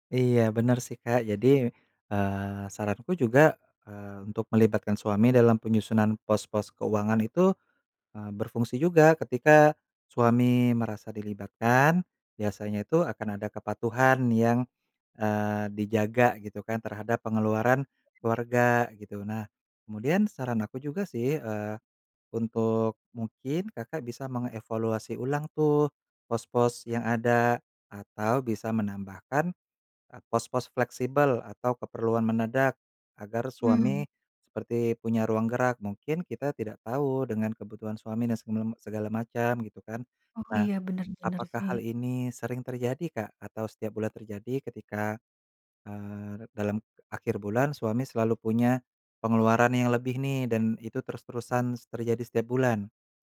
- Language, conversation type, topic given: Indonesian, advice, Mengapa saya sering bertengkar dengan pasangan tentang keuangan keluarga, dan bagaimana cara mengatasinya?
- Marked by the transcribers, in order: tapping